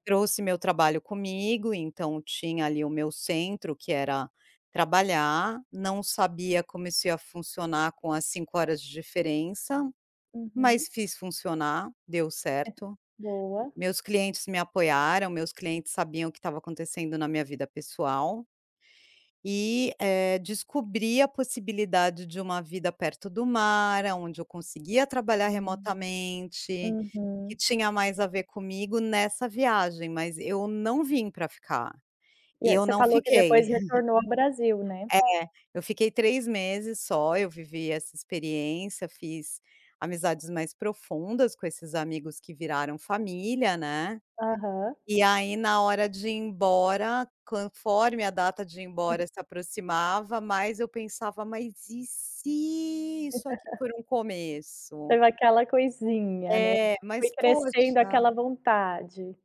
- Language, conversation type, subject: Portuguese, podcast, Qual foi a decisão mais difícil que você tomou e por quê?
- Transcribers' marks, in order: chuckle; tapping; chuckle